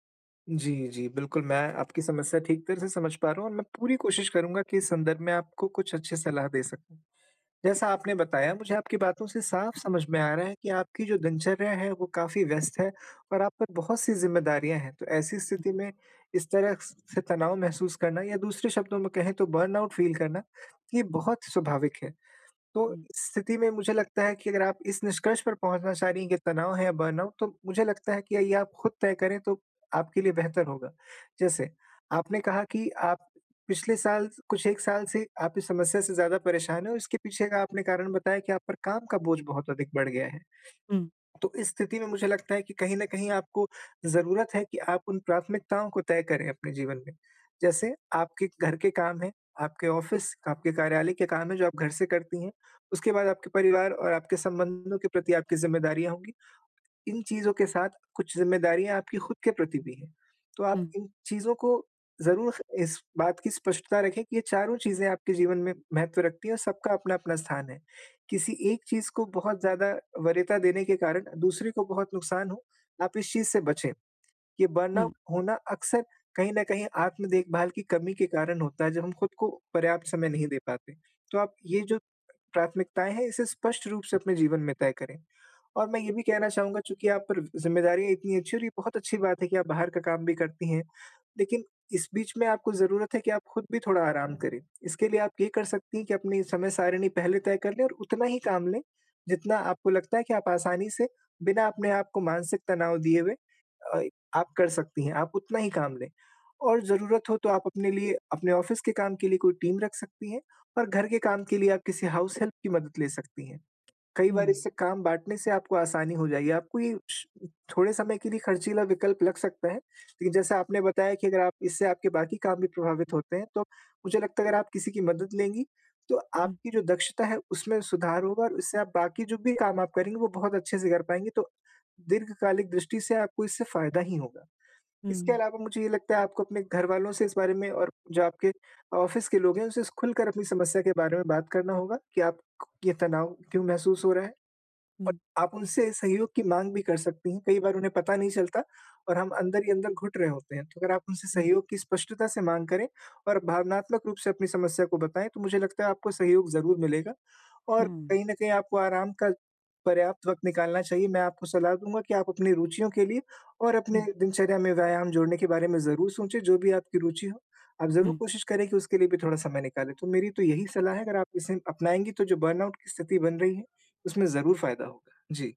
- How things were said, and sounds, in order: other background noise; in English: "बर्नआउट फ़ील"; in English: "बर्नआउट"; in English: "ऑफ़िस"; in English: "बर्नआउट"; in English: "ऑफ़िस"; in English: "टीम"; in English: "हाउस हेल्प"; in English: "ऑफ़िस"; in English: "बर्नआउट"
- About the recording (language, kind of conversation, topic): Hindi, advice, मैं कैसे तय करूँ कि मुझे मदद की ज़रूरत है—यह थकान है या बर्नआउट?